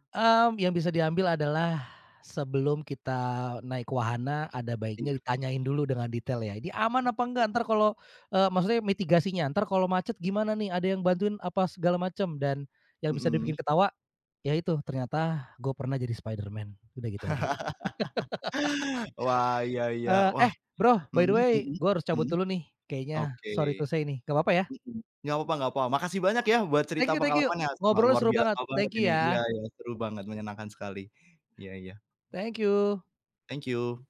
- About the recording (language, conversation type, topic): Indonesian, podcast, Apa momen paling memalukan yang sekarang bisa kamu tertawakan?
- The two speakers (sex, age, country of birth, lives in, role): male, 25-29, Indonesia, Indonesia, host; male, 35-39, Indonesia, Indonesia, guest
- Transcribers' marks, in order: other background noise; laugh; in English: "by the way"; in English: "Sorry to say"; in English: "Thank you thank you!"; in English: "Thank you"; tapping; in English: "Thank you!"; in English: "Thank you!"